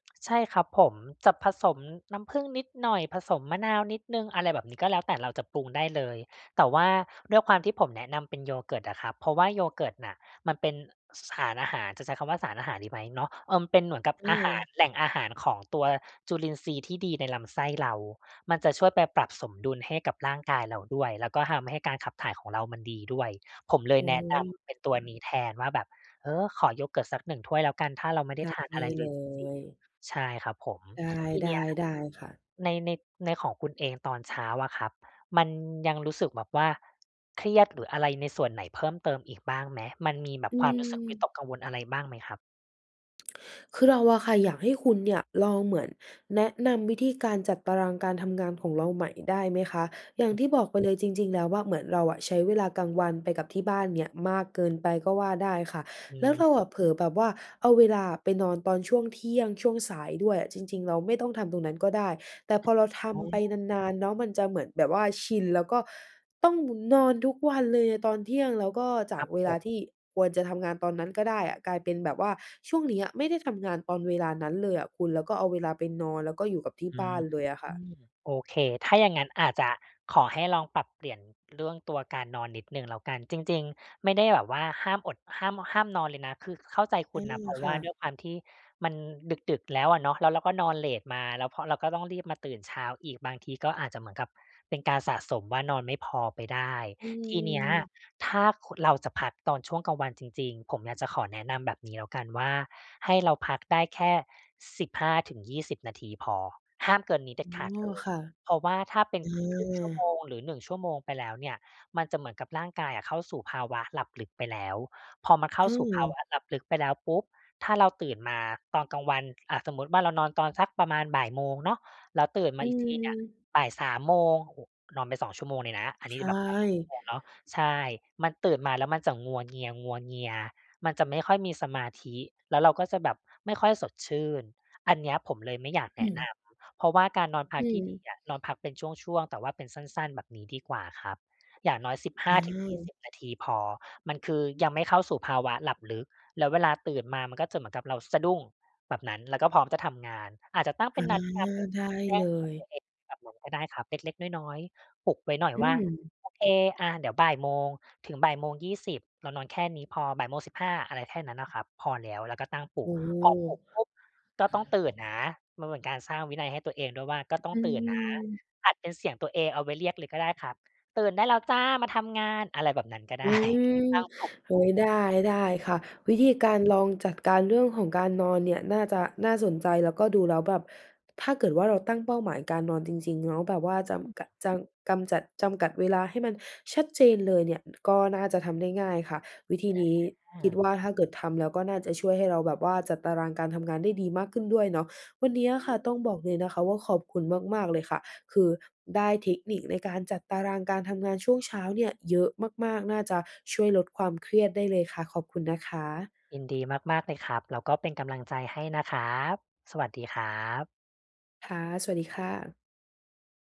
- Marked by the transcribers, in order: other background noise; laughing while speaking: "ได้"; unintelligible speech
- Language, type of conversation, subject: Thai, advice, จะจัดตารางตอนเช้าเพื่อลดความเครียดและทำให้รู้สึกมีพลังได้อย่างไร?